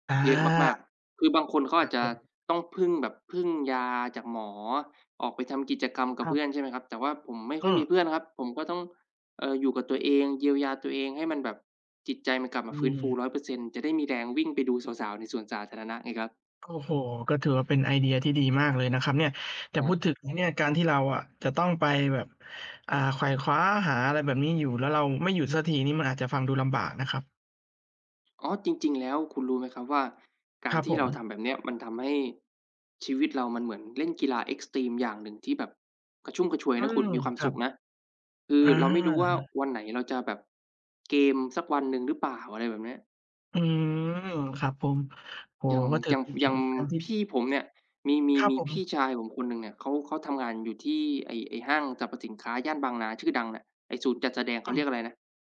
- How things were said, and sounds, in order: other background noise; unintelligible speech
- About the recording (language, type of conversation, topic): Thai, unstructured, คุณชอบทำอะไรเพื่อให้ตัวเองมีความสุข?